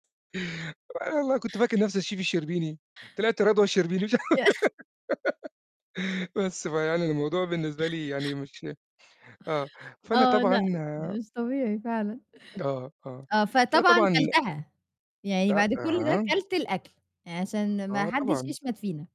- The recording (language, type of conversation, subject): Arabic, podcast, إيه أكبر كارثة حصلتلك في المطبخ، وإزاي قدرت تحلّيها؟
- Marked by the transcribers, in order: in English: "الchef"; distorted speech; giggle; other noise